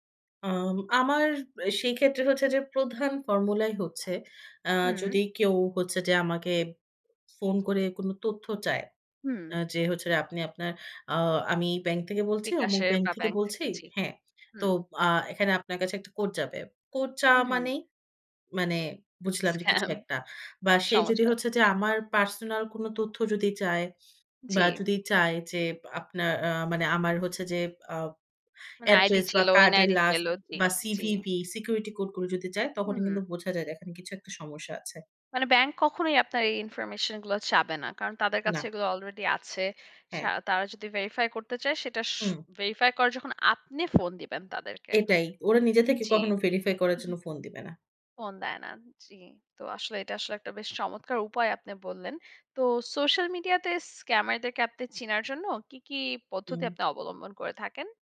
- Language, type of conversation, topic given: Bengali, podcast, নেট স্ক্যাম চিনতে তোমার পদ্ধতি কী?
- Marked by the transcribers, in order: tapping; laughing while speaking: "স্কাম"; snort; throat clearing